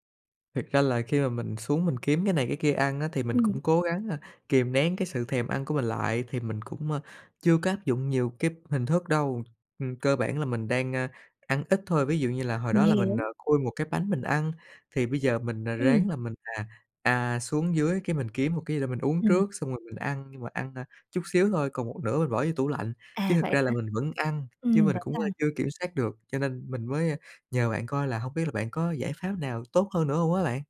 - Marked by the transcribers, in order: tapping
- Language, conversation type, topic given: Vietnamese, advice, Bạn thường ăn theo cảm xúc như thế nào khi buồn hoặc căng thẳng?